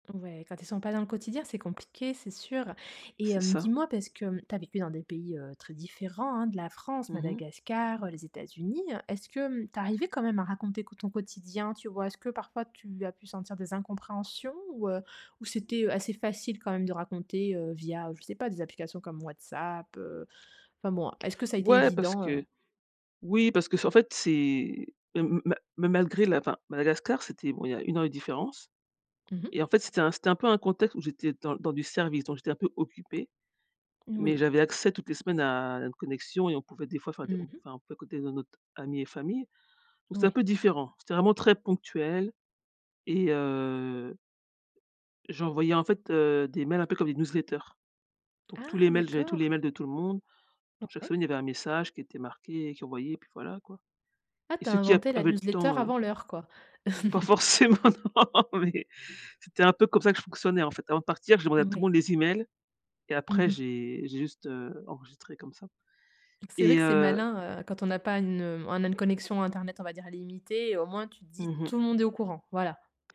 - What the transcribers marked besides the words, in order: laugh; laughing while speaking: "non, mais"; "illimitée" said as "alimité"
- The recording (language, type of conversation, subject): French, podcast, Comment maintiens-tu des amitiés à distance ?